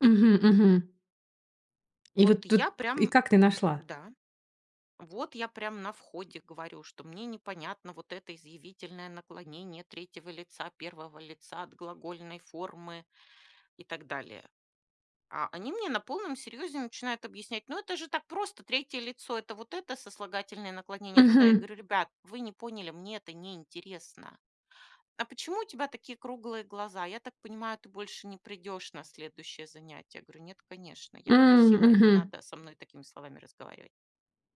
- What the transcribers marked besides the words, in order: none
- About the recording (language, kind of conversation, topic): Russian, podcast, Как, по-твоему, эффективнее всего учить язык?